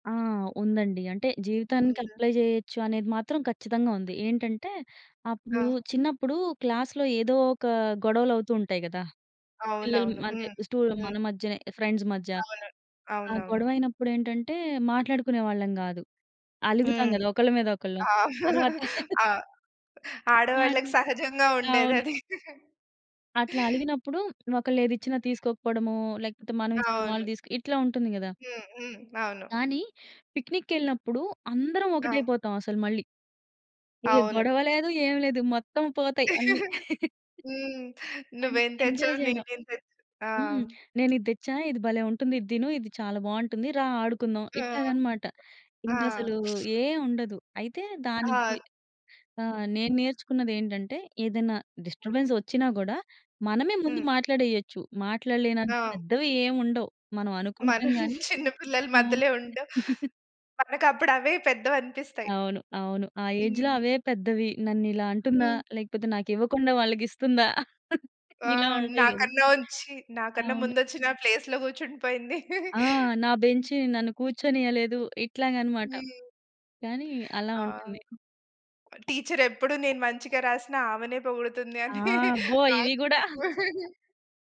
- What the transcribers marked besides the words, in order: in English: "అప్లై"; other background noise; in English: "క్లాస్‌లో"; in English: "ఫ్రెండ్స్"; tapping; laugh; laugh; chuckle; laugh; in English: "ఎంజాయ్"; in English: "డిస్టర్బెన్స్"; laugh; laughing while speaking: "చిన్న పిల్లల మధ్యలో ఉండం"; laugh; in English: "ఏజ్‌లో"; laugh; in English: "ప్లేస్‌లో"; laugh; laughing while speaking: "ఆ కు"; chuckle
- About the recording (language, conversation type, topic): Telugu, podcast, మీ చిన్నప్పటి స్కూల్ ప్రయాణం లేదా పిక్నిక్‌లో జరిగిన ఒక మధురమైన సంఘటనను చెప్పగలరా?